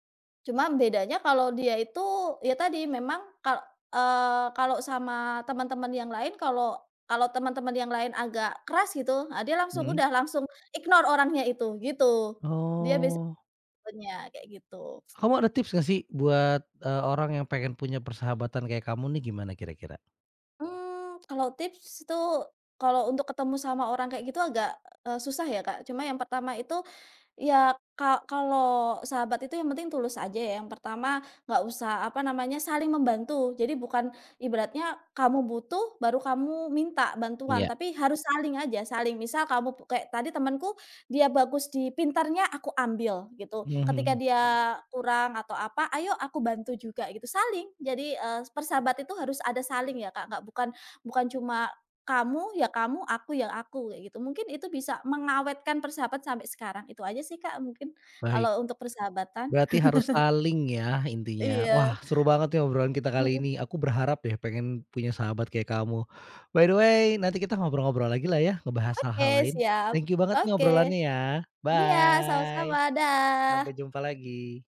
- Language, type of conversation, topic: Indonesian, podcast, Apa momen persahabatan yang paling berarti buat kamu?
- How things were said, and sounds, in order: in English: "ignore"; unintelligible speech; tapping; chuckle; in English: "By the way"; in English: "thank you"; in English: "Bye"; drawn out: "Bye"